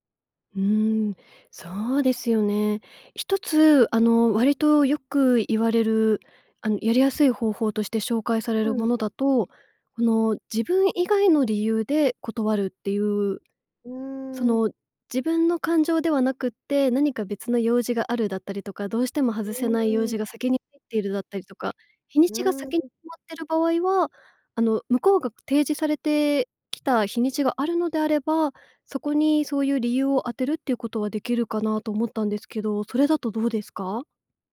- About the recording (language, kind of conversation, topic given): Japanese, advice, 誘いを断れずにストレスが溜まっている
- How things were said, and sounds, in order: other noise